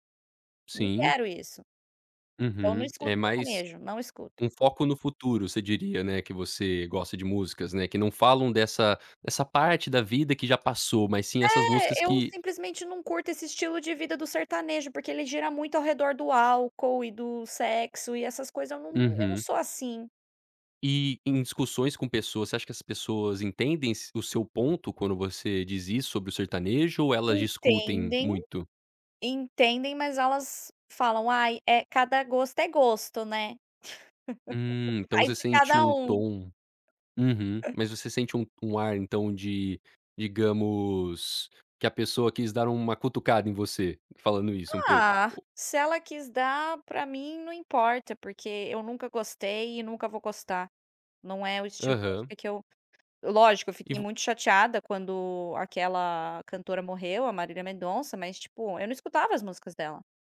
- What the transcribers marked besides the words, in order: laugh
- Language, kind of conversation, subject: Portuguese, podcast, Como a internet mudou a forma de descobrir música?